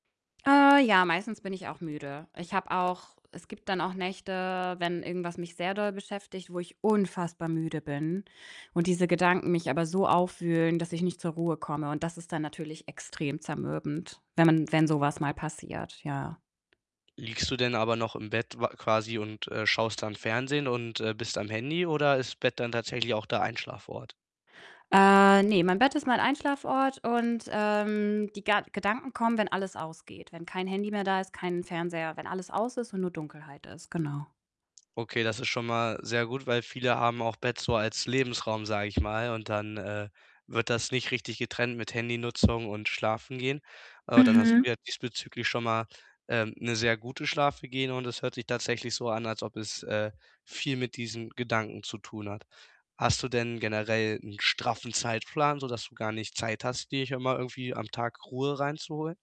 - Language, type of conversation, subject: German, advice, Was kann ich tun, wenn ich nachts immer wieder grübele und dadurch nicht zur Ruhe komme?
- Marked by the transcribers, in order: distorted speech; stressed: "unfassbar"; other background noise